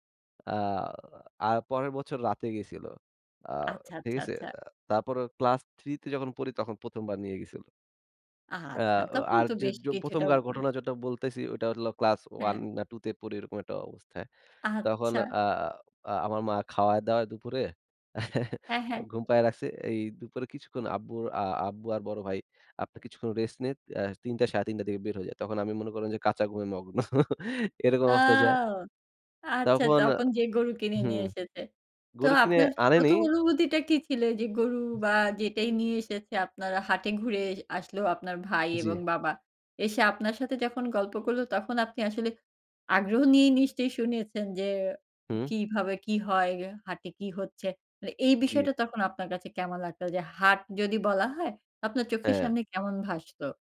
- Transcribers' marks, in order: tapping; chuckle; laugh; drawn out: "আও!"
- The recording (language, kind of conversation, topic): Bengali, podcast, নস্টালজিয়া মিডিয়ায় বারবার ফিরে আসে কেন?